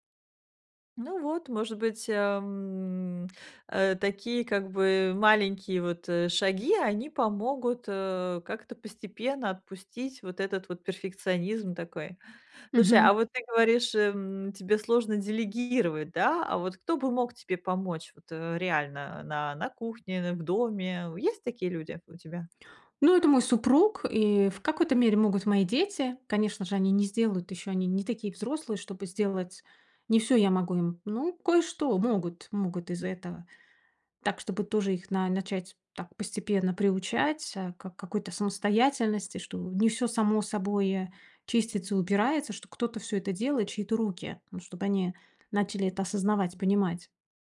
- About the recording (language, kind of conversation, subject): Russian, advice, Как организовать домашние дела, чтобы они не мешали отдыху и просмотру фильмов?
- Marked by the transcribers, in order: none